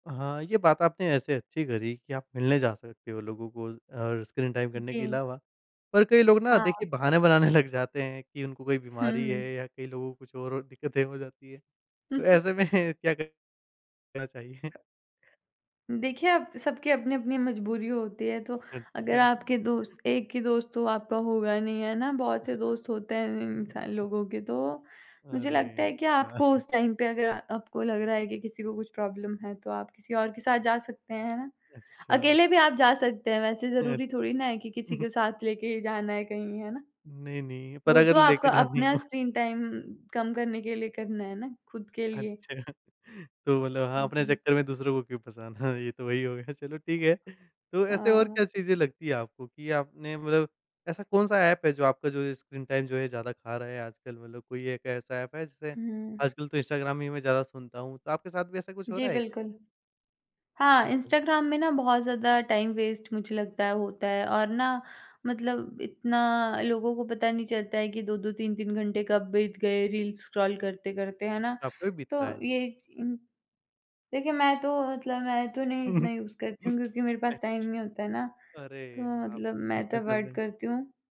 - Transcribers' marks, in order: in English: "टाइम"; laughing while speaking: "बनाने"; chuckle; laughing while speaking: "ऐसे में क्या क चाहिए?"; tapping; laughing while speaking: "या"; in English: "टाइम"; in English: "प्रॉब्लम"; chuckle; in English: "टाइम"; laughing while speaking: "अच्छा"; laughing while speaking: "ये तो वही"; in English: "टाइम"; in English: "टाइम वेस्ट"; in English: "रील्स स्क्रॉल"; in English: "यूज़"; chuckle; in English: "टाइम"; in English: "अवॉइड"
- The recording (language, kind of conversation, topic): Hindi, podcast, आप स्क्रीन समय कम करने के लिए कौन-से सरल और असरदार तरीके सुझाएंगे?